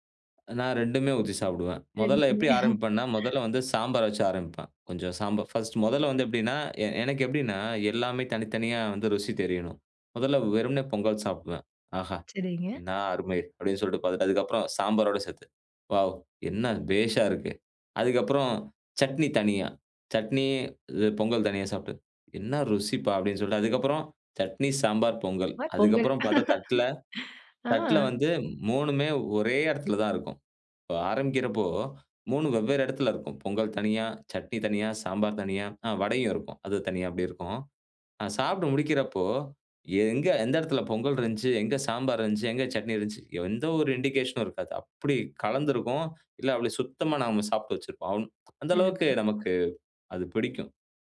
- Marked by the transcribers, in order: laugh; in English: "ஃபர்ஸ்ட்"; laugh; in English: "இண்டிகேஷனும்"; other noise
- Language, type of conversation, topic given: Tamil, podcast, உங்கள் காலை உணவு பழக்கம் எப்படி இருக்கிறது?